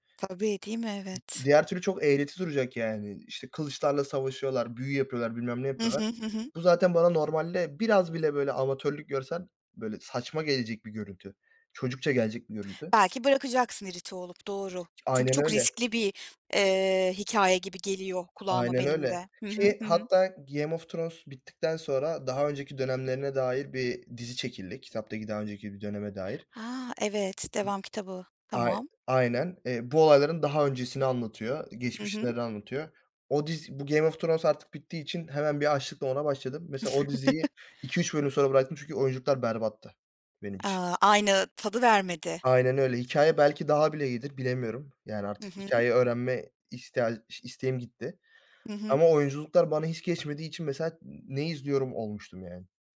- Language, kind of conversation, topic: Turkish, podcast, Favori dizini bu kadar çok sevmene neden olan şey ne?
- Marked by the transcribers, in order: other background noise; other noise; tapping; chuckle